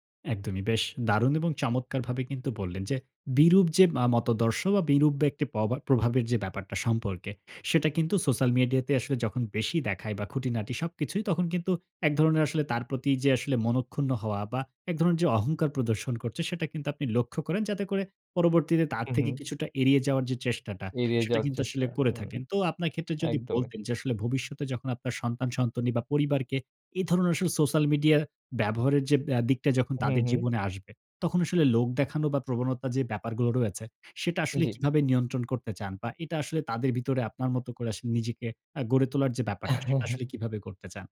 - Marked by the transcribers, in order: chuckle
- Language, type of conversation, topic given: Bengali, podcast, সোশ্যাল মিডিয়ায় লোক দেখানোর প্রবণতা কীভাবে সম্পর্ককে প্রভাবিত করে?